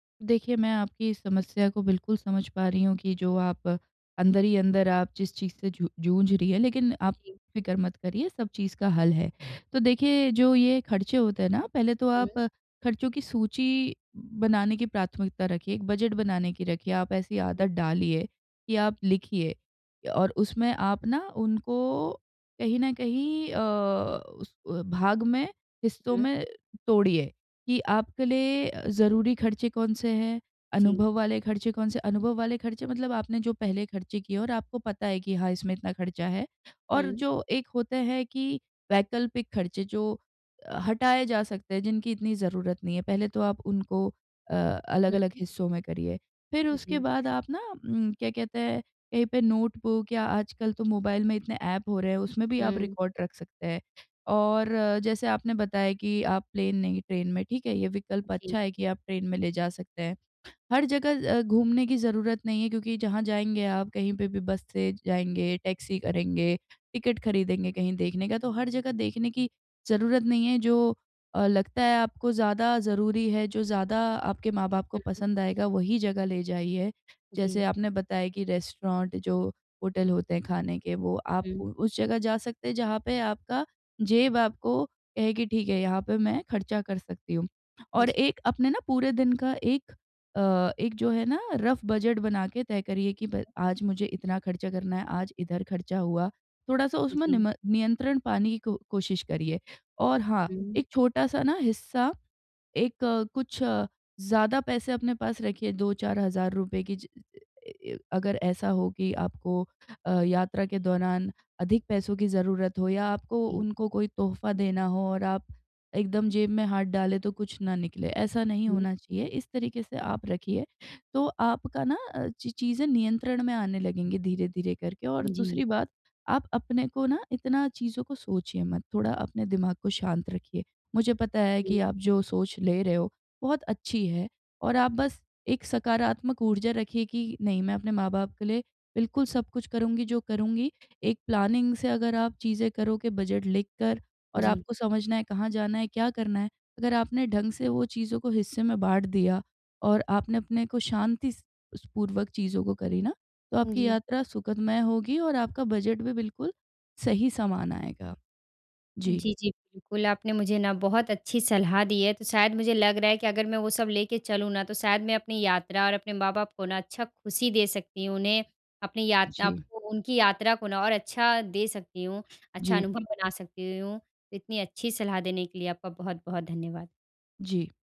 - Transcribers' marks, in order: in English: "नोटबुक"; in English: "रिकॉर्ड"; in English: "रेस्टोरेंट"; in English: "रफ"; in English: "प्लानिंग"
- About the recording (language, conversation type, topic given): Hindi, advice, यात्रा के लिए बजट कैसे बनाएं और खर्चों को नियंत्रित कैसे करें?